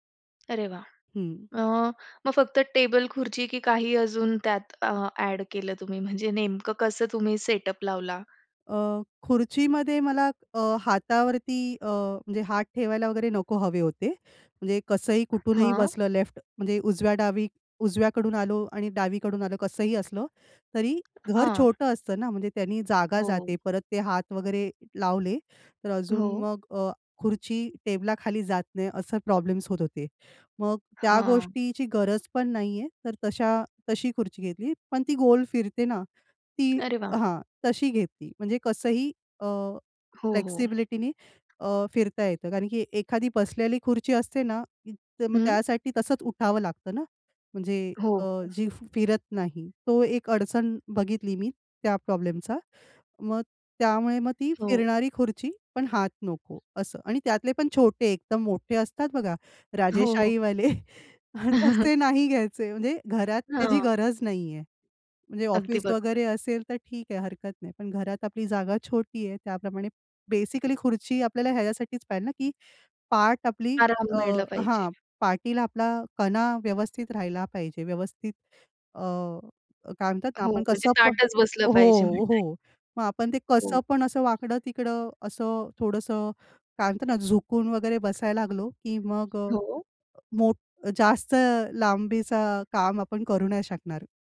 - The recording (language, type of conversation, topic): Marathi, podcast, कार्यक्षम कामाची जागा कशी तयार कराल?
- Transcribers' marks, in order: other background noise; in English: "सेटअप"; tapping; in English: "फ्लेक्सिबिलिटीनी"; chuckle; laughing while speaking: "तसे नाही घ्यायचे"; in English: "बेसिकली"